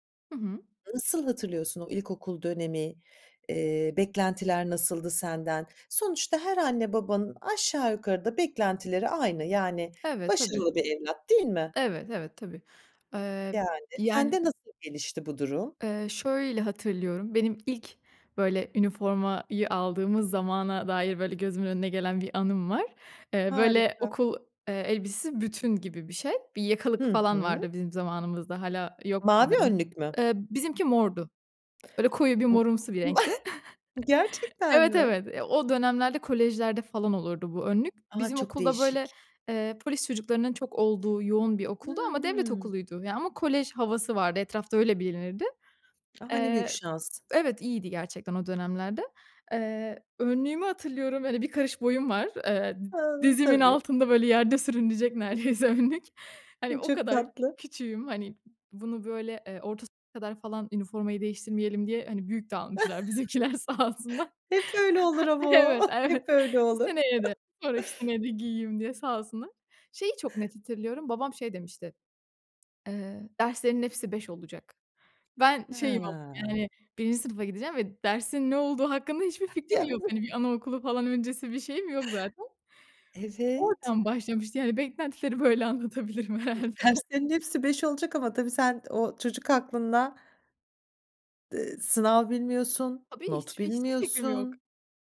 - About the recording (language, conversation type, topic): Turkish, podcast, Başkalarının beklentileriyle nasıl başa çıkıyorsun?
- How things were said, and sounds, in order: other background noise; tapping; unintelligible speech; chuckle; laughing while speaking: "neredeyse"; chuckle; laughing while speaking: "bizimkiler sağ olsunlar. Evet, evet. Seneye de, sonraki seneye de"; laughing while speaking: "Hep öyle olur ama o. Hep öyle olur"; chuckle; unintelligible speech; laughing while speaking: "anlatabilirim herhâlde"; other noise